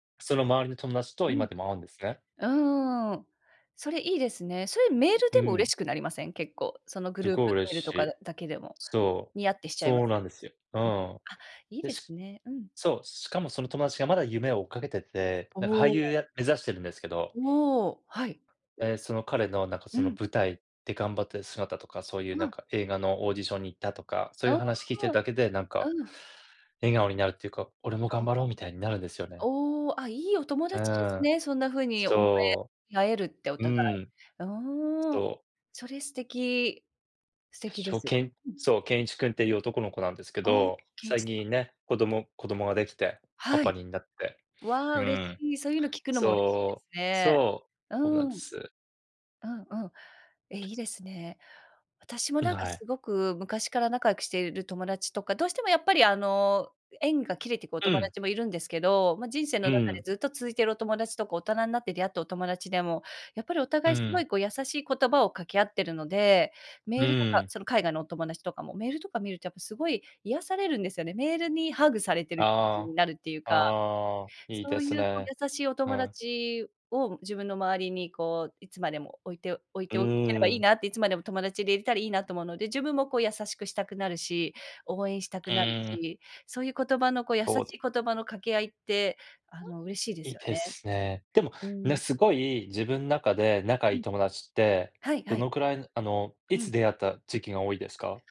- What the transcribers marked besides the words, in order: tapping; other background noise
- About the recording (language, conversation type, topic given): Japanese, unstructured, あなたの笑顔を引き出すものは何ですか？